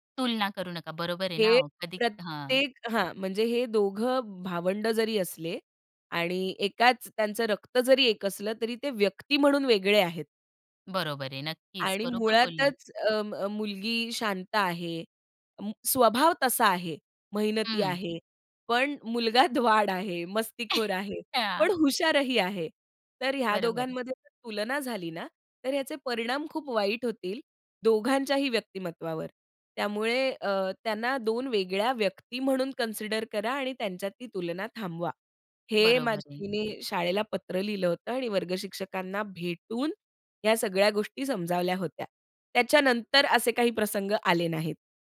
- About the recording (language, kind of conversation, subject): Marathi, podcast, भावंडांमध्ये स्पर्धा आणि सहकार्य कसं होतं?
- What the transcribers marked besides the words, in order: other noise; other background noise; laughing while speaking: "मुलगा द्वाड आहे"; laugh; in English: "कन्सिडर"; tapping